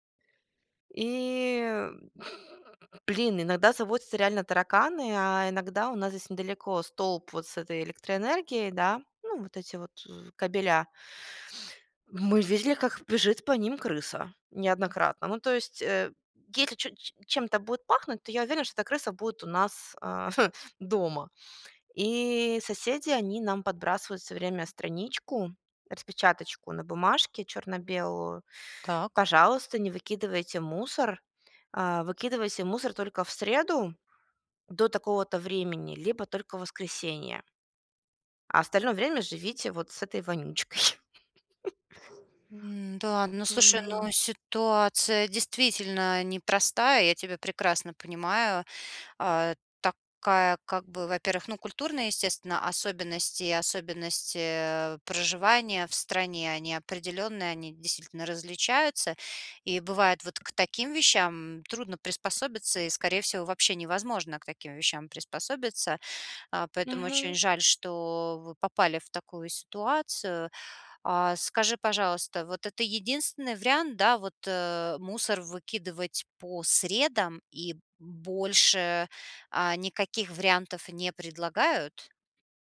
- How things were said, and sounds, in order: other background noise; chuckle; laugh; stressed: "средам"
- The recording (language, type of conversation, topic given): Russian, advice, Как найти баланс между моими потребностями и ожиданиями других, не обидев никого?
- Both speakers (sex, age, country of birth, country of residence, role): female, 25-29, United States, Cyprus, user; female, 40-44, Russia, United States, advisor